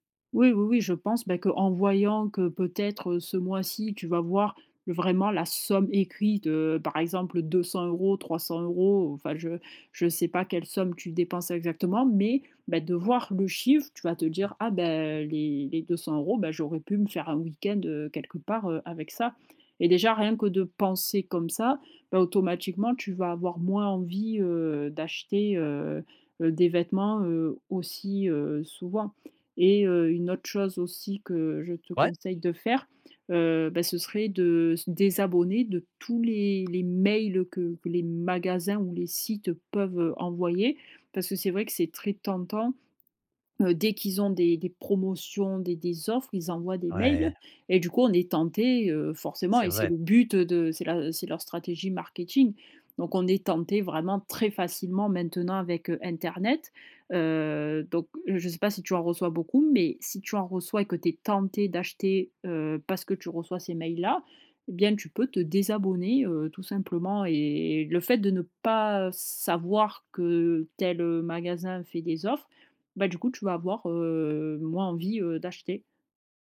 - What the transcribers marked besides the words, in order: tapping; stressed: "magasins"; stressed: "but"; stressed: "très"
- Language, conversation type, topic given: French, advice, Comment puis-je mieux contrôler mes achats impulsifs au quotidien ?